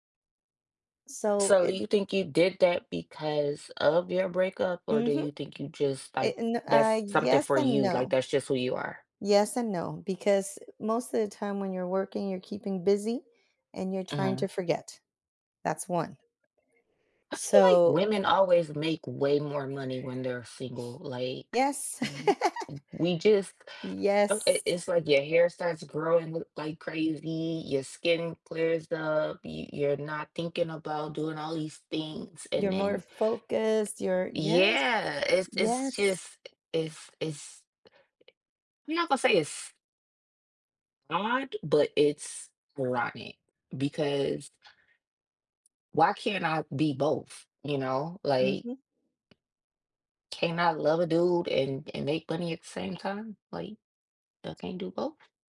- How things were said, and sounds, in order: other background noise; laugh; tapping
- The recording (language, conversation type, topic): English, unstructured, How do relationships shape our sense of self and identity?
- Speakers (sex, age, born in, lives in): female, 35-39, United States, United States; female, 45-49, United States, United States